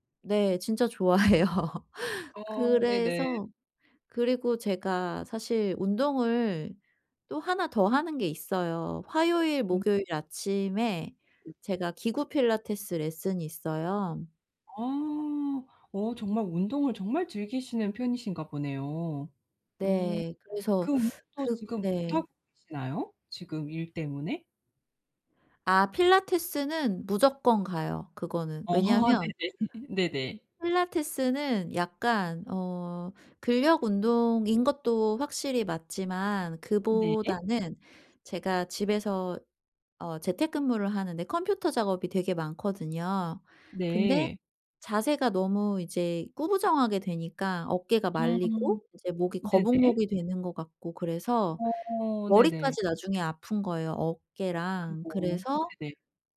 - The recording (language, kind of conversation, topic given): Korean, advice, 운동을 중단한 뒤 다시 동기를 유지하려면 어떻게 해야 하나요?
- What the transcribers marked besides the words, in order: laughing while speaking: "좋아해요"; other background noise; teeth sucking; laugh